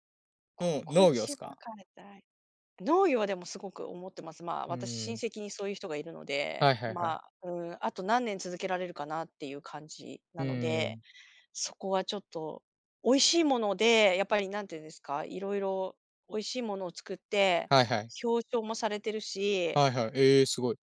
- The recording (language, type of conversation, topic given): Japanese, unstructured, 10年後の自分はどんな人になっていると思いますか？
- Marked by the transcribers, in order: none